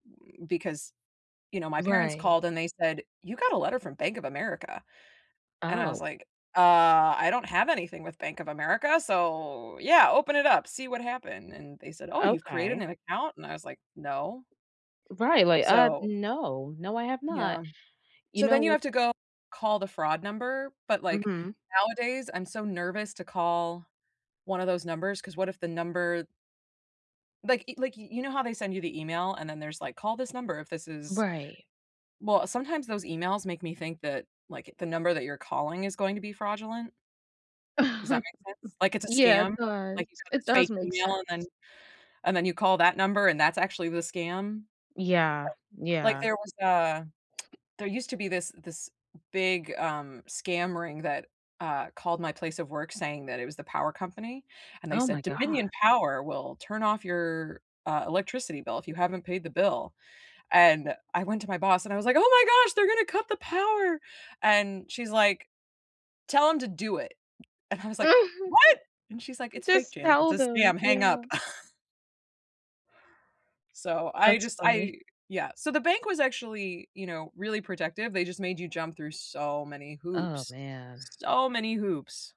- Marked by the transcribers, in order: laugh; tapping; lip smack; hiccup; put-on voice: "Oh my gosh, they're going to cut the power!"; surprised: "What?!"; laugh; chuckle; stressed: "so"
- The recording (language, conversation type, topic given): English, unstructured, Have you ever been angry about how a bank treated you?
- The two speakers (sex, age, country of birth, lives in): female, 30-34, United States, United States; female, 35-39, United States, United States